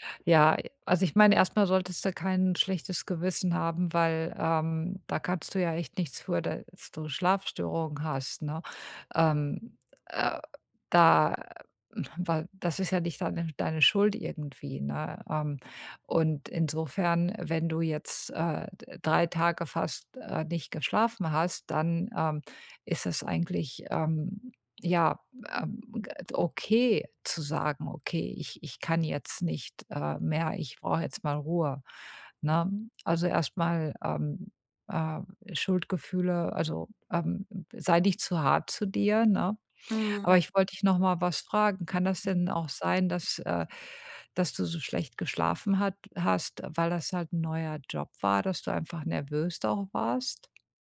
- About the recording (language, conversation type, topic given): German, advice, Wie kann ich mit Schuldgefühlen umgehen, weil ich mir eine Auszeit vom Job nehme?
- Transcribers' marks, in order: unintelligible speech